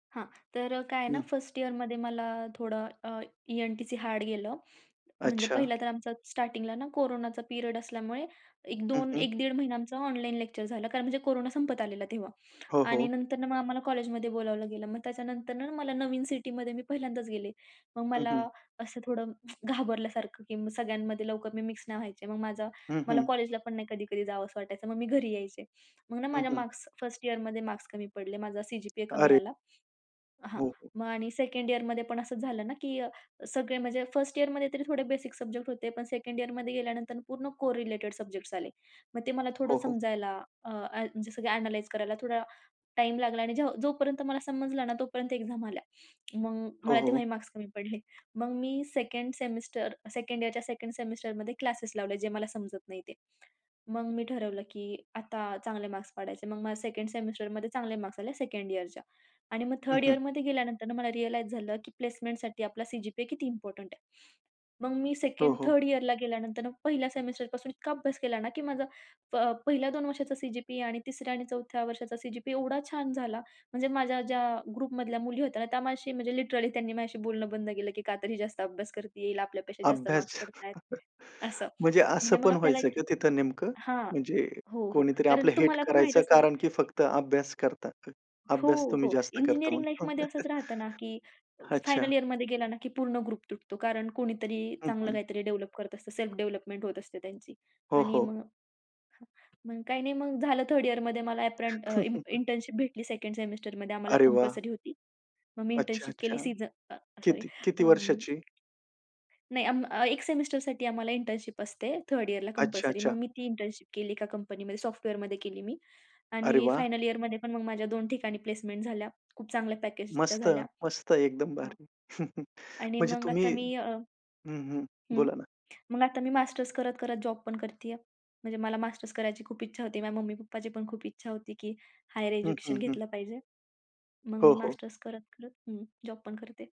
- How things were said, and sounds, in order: tapping; in English: "पिरियड"; tsk; in English: "कोरिलेटेड"; in English: "अ‍ॅनलाईज"; other noise; in English: "एक्झाम"; chuckle; in English: "रिअलाईज"; in English: "इम्पोर्टंट"; in English: "ग्रुपमधल्या"; in English: "लिटरली"; chuckle; in English: "हेट"; in English: "लाईफमध्ये"; laugh; in English: "ग्रुप"; in English: "डेव्हलप"; in English: "सेल्फ डेव्हलपमेंट"; chuckle; chuckle; in English: "हायर एज्युकेशन"
- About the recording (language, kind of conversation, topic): Marathi, podcast, कुटुंबाला करिअरमधील बदल सांगताना तुम्ही नेमकं काय म्हणालात?